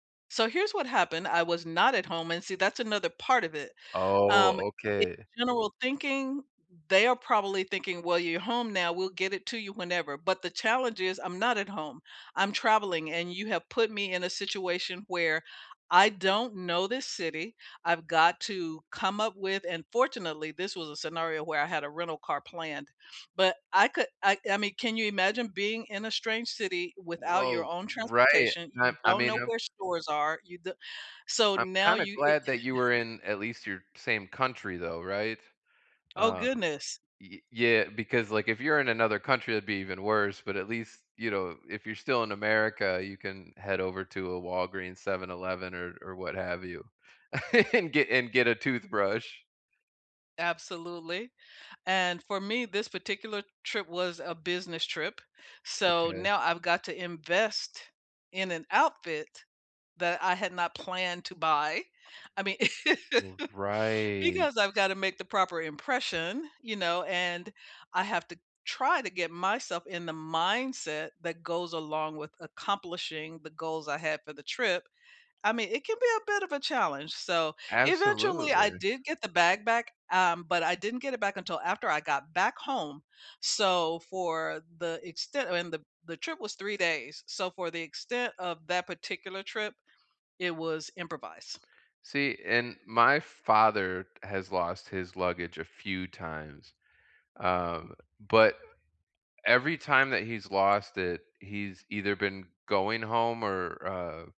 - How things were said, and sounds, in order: chuckle; laugh; laughing while speaking: "and get"; other background noise; laugh; drawn out: "right"
- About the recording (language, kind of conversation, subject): English, unstructured, Have you ever been angry about how a travel company handled a complaint?
- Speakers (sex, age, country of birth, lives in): female, 65-69, United States, United States; male, 30-34, United States, United States